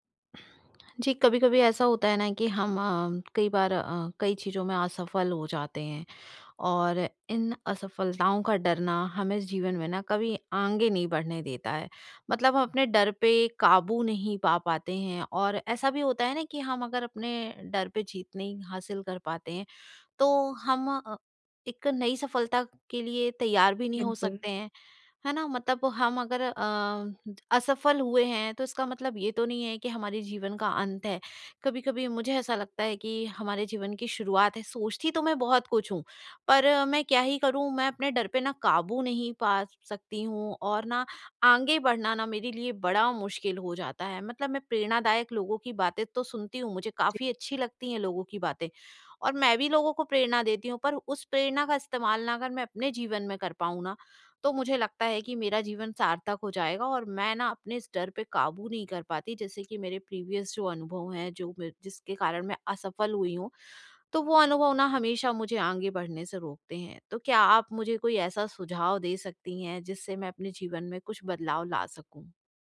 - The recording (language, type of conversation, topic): Hindi, advice, डर पर काबू पाना और आगे बढ़ना
- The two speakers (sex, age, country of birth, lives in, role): female, 40-44, India, India, user; female, 55-59, India, India, advisor
- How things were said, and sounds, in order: in English: "प्रीवियस"